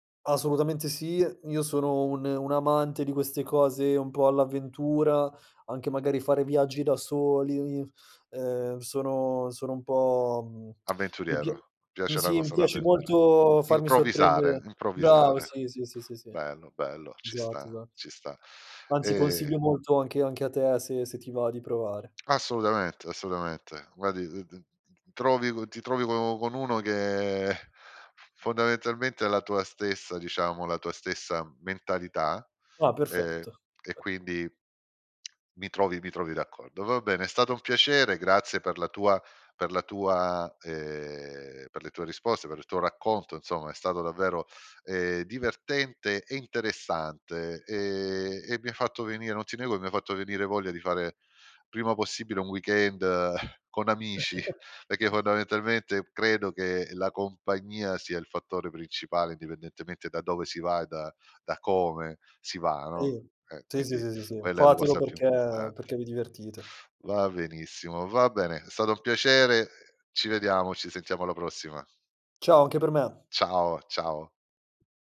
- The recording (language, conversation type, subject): Italian, podcast, Qual è un'avventura improvvisata che ricordi ancora?
- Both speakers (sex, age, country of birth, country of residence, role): male, 30-34, Italy, Italy, guest; male, 50-54, Germany, Italy, host
- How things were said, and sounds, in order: chuckle; other noise; other background noise; chuckle; "perché" said as "pecchè"